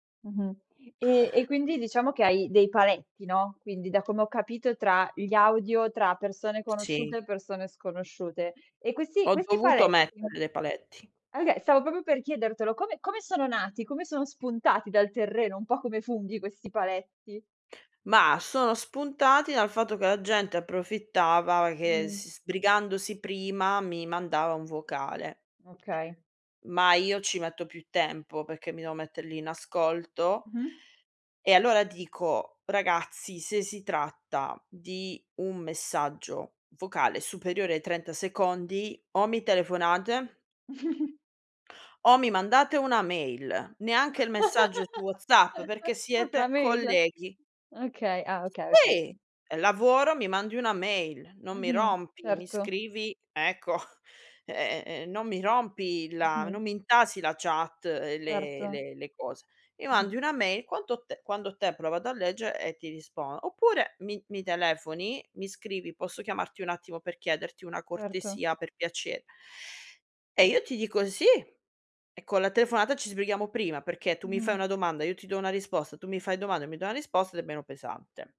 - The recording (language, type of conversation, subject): Italian, podcast, Quando preferisci inviare un messaggio vocale invece di scrivere un messaggio?
- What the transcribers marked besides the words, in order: tapping; chuckle; laugh; unintelligible speech; other background noise; laughing while speaking: "ecco"